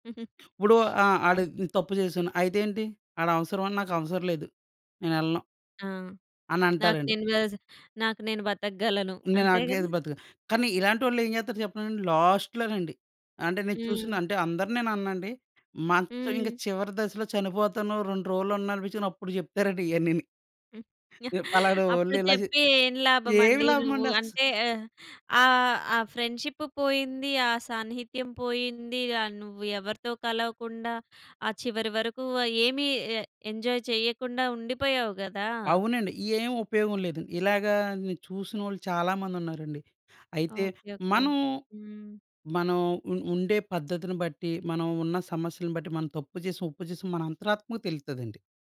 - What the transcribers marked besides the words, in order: chuckle; sniff; other background noise; in English: "లాస్ట్‌లో"; chuckle; in English: "ఎంజాయ్"
- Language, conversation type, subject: Telugu, podcast, క్షమాపణ చెప్పేటప్పుడు ఏ మాటలు నమ్మకాన్ని పెంచుతాయి?